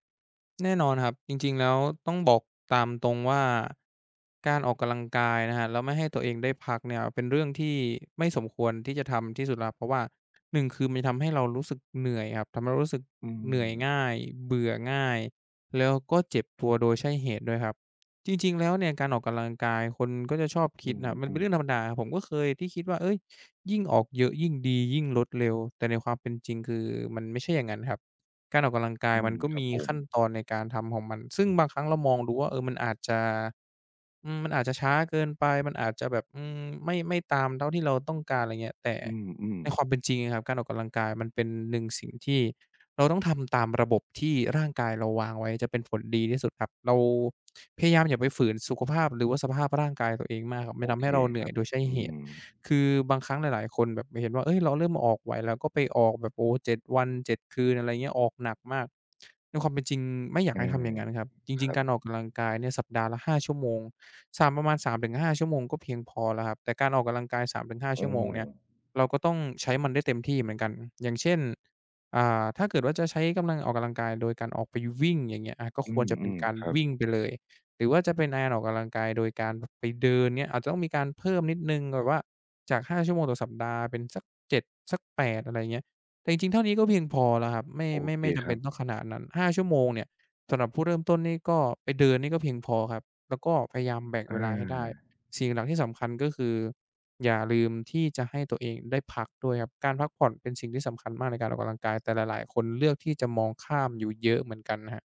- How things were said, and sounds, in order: other background noise; tapping
- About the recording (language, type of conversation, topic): Thai, advice, คุณอยากกลับมาออกกำลังกายอีกครั้งหลังหยุดไปสองสามสัปดาห์ได้อย่างไร?